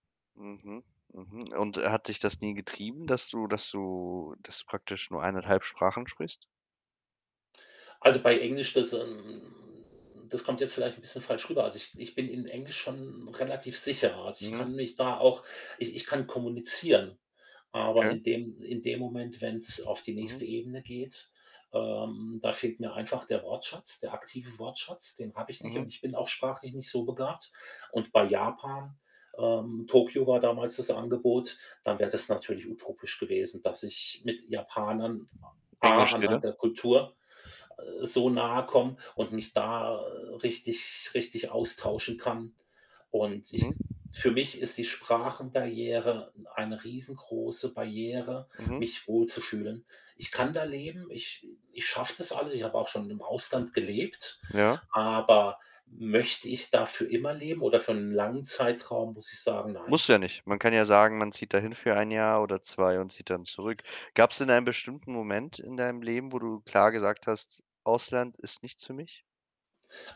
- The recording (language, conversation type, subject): German, podcast, Wie entscheidest du, ob du im Ausland leben möchtest?
- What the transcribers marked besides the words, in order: other background noise; static; tapping; "Sprachbarriere" said as "Sprachenbarriere"